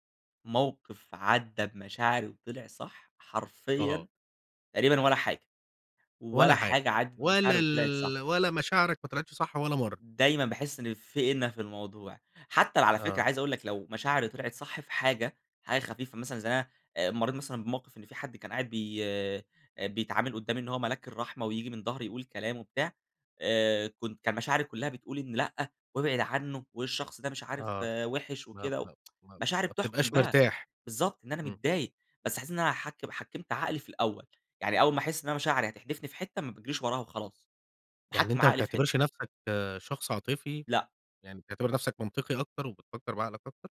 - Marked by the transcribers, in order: tsk
- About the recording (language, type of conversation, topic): Arabic, podcast, إزاي بتوازن بين مشاعرك ومنطقك وإنت بتاخد قرار؟